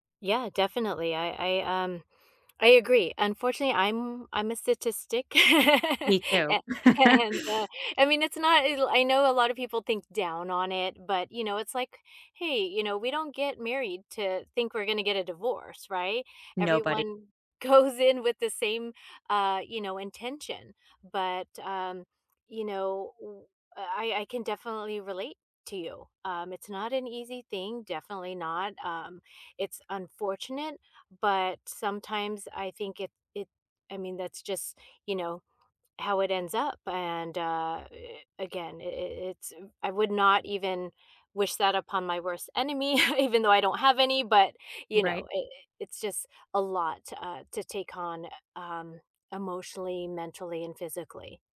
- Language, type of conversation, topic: English, unstructured, What’s a story from your past that you like to tell your friends?
- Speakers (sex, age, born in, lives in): female, 35-39, United States, United States; female, 55-59, United States, United States
- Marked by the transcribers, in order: laughing while speaking: "A and, uh"; laugh; background speech; other background noise